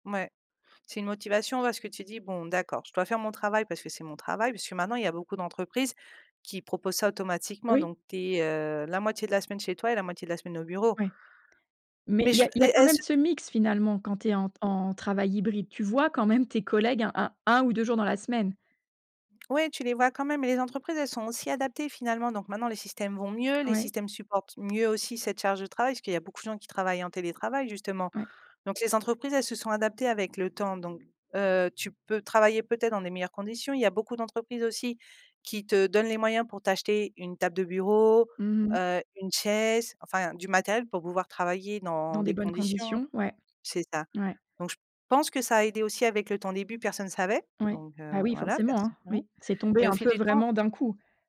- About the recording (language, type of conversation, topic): French, podcast, Quels sont, selon toi, les bons et les mauvais côtés du télétravail ?
- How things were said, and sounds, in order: other background noise